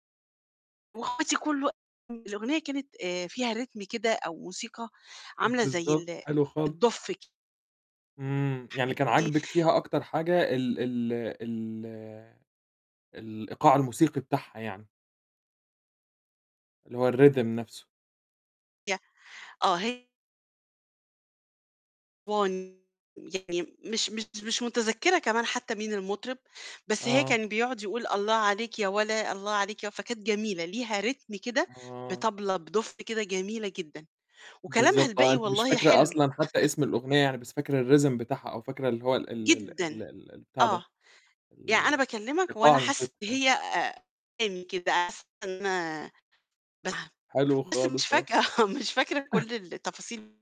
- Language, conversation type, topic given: Arabic, podcast, إيه هي الأغنية اللي سمعتها في فرح ولسه بتفضلها لحد دلوقتي؟
- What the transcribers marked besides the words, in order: distorted speech; in English: "ريتم"; unintelligible speech; in English: "ال،rhythm"; unintelligible speech; unintelligible speech; in English: "ريتم"; tapping; chuckle; in English: "الrhythm"; other background noise; unintelligible speech; unintelligible speech; laughing while speaking: "فاكرة آه، مش فاكرة"; chuckle